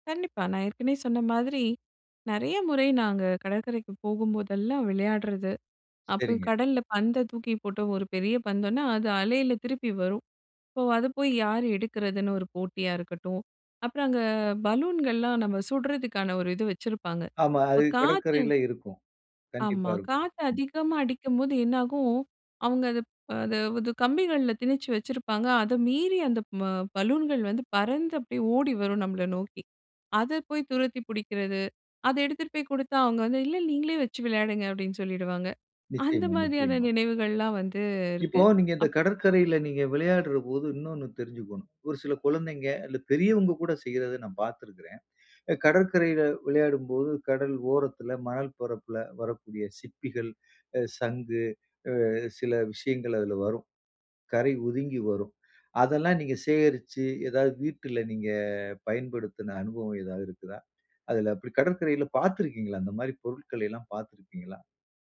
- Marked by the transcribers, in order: "பந்துன்னா" said as "பந்தம்னா"; in English: "ஸோ"; other noise; laughing while speaking: "அந்த மாதிரியான"
- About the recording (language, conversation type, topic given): Tamil, podcast, கடற்கரையிலோ ஆற்றிலோ விளையாடியபோது உங்களுக்கு அதிகம் மனதில் நிற்கும் நினைவுகள் எவை?